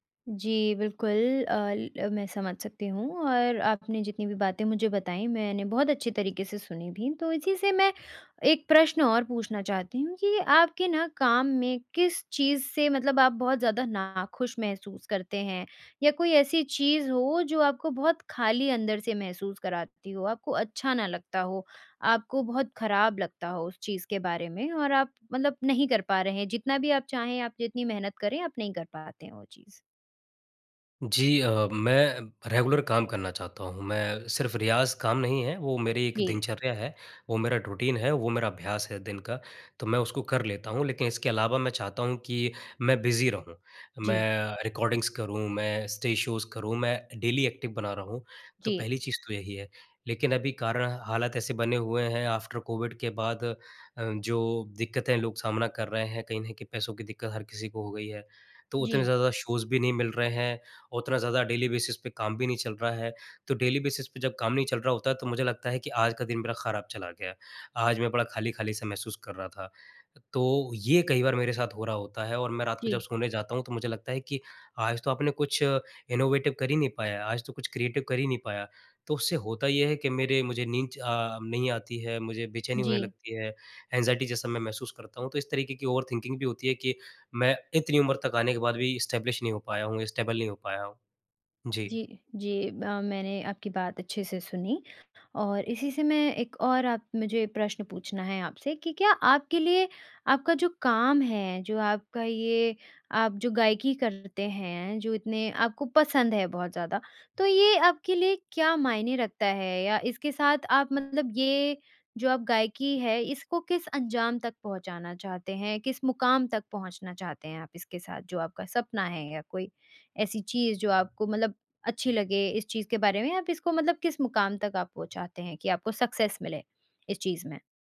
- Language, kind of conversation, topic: Hindi, advice, आपको अपने करियर में उद्देश्य या संतुष्टि क्यों महसूस नहीं हो रही है?
- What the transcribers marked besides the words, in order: in English: "रेगुलर"; in English: "रूटीन"; in English: "बिज़ी"; in English: "रिकॉर्डिंग्स"; in English: "स्टेज शोज़"; in English: "डेली एक्टिव"; in English: "आफ़्टर कोविड"; in English: "शोज़"; in English: "डेली बेसिस"; in English: "डेली बेसिस"; in English: "इनोवेटिव"; in English: "क्रिएटिव"; in English: "एंज़ाइटी"; in English: "ओवरथिंकिंग"; in English: "इस्टैब्लिश"; in English: "स्टेबल"; in English: "सक्सेस"